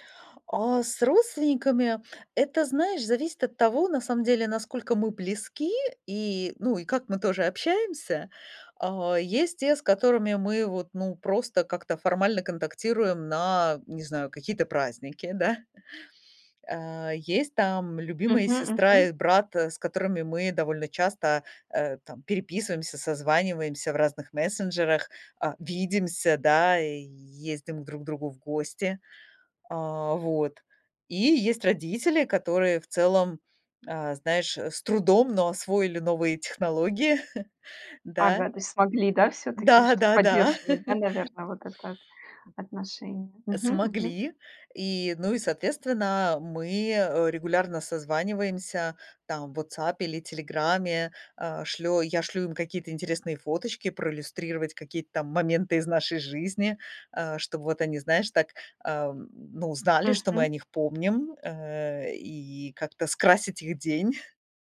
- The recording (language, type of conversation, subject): Russian, podcast, Как ты поддерживаешь старые дружеские отношения на расстоянии?
- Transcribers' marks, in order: chuckle; tapping; chuckle